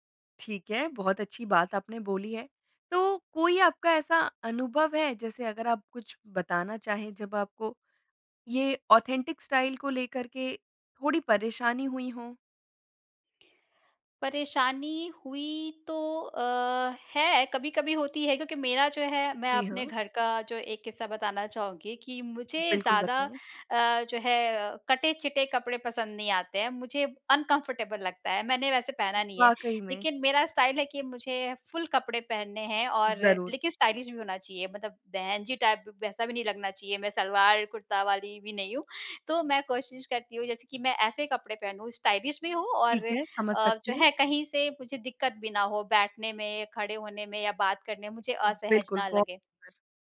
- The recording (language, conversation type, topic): Hindi, podcast, आपके लिए ‘असली’ शैली का क्या अर्थ है?
- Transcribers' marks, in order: in English: "ऑथेंटिक स्टाइल"; in English: "अनकम्फ़र्टेबल"; in English: "स्टाइल"; in English: "स्टाइलिश"; in English: "टाइप"; tapping; unintelligible speech